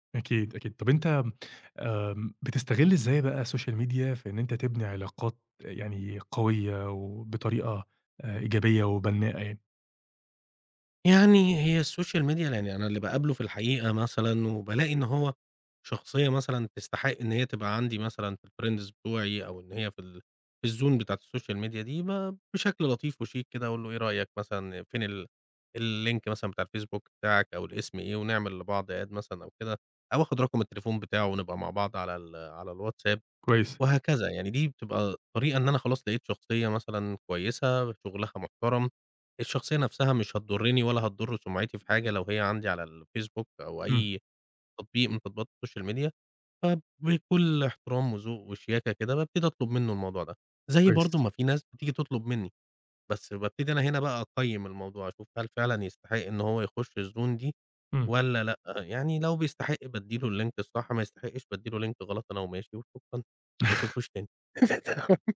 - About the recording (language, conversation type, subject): Arabic, podcast, إيه رأيك في تأثير السوشيال ميديا على العلاقات؟
- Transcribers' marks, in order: in English: "Social Media"; in English: "الSocial Media"; in English: "الfriends"; in English: "الzone"; in English: "الSocial Media"; in English: "الlink"; in English: "add"; in English: "الSocial Media"; in English: "الzone"; in English: "الlink"; in English: "link"; chuckle